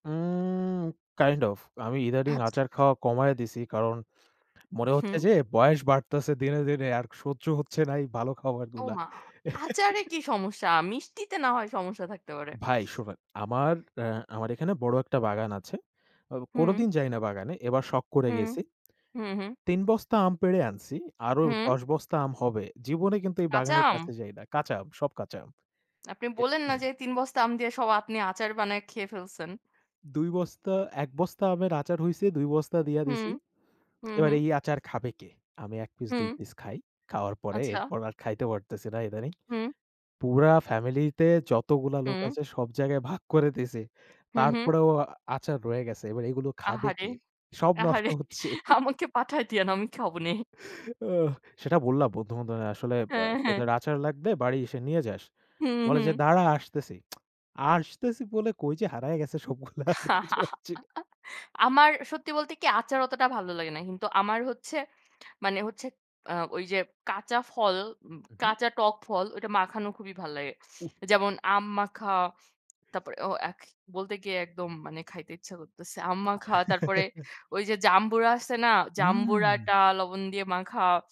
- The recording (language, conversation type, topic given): Bengali, unstructured, আপনার সবচেয়ে প্রিয় রাস্তার খাবার কোনটি?
- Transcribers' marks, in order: drawn out: "উম"; other background noise; chuckle; chuckle; lip smack; tapping; laughing while speaking: "আমাকে পাঠায় দিয়েন, আমি খাবোনে"; chuckle; tsk; laughing while speaking: "সবগুলা। আর খুঁজে পাচ্ছি না"; laugh; chuckle